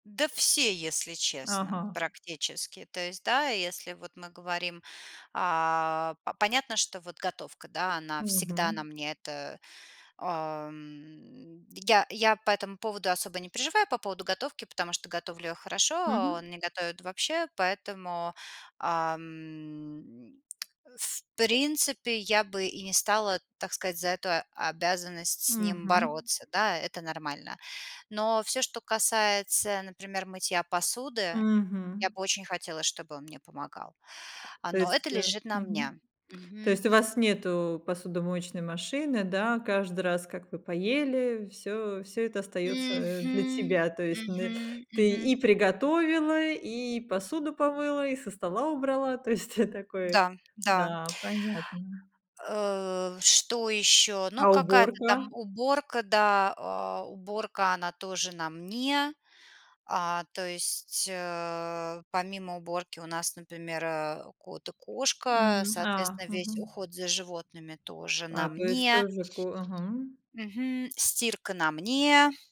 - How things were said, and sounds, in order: tapping; other background noise; drawn out: "Мгм"; laughing while speaking: "ты такое"
- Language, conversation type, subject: Russian, advice, Партнёр не участвует в домашних обязанностях и это раздражает